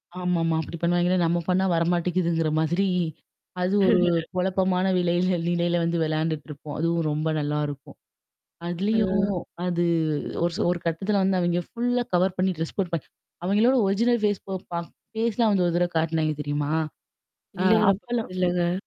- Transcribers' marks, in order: mechanical hum; laugh; other background noise; static; in English: "ஃபுல்லா கவர்"; in English: "ட்ரெஸ்"; in English: "ஒரிஜினல் ஃபேஸ்"; in English: "ஃபேஸ்லாம்"; distorted speech
- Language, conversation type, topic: Tamil, podcast, உங்கள் சின்னப்போழத்தில் பார்த்த கார்ட்டூன்கள் பற்றிச் சொல்ல முடியுமா?